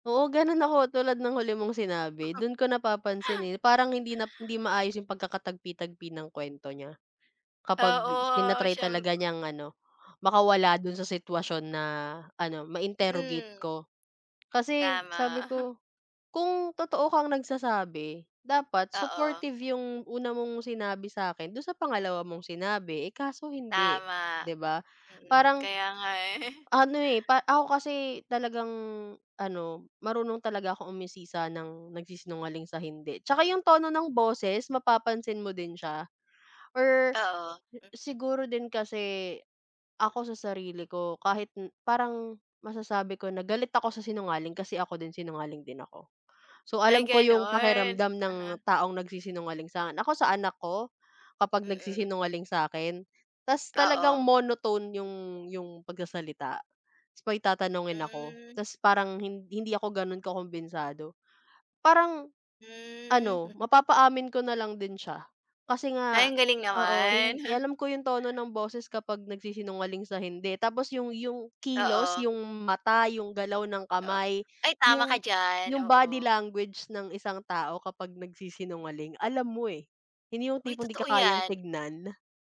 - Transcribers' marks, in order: chuckle; chuckle; chuckle; chuckle
- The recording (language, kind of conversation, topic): Filipino, unstructured, Paano mo haharapin ang pagsisinungaling sa relasyon?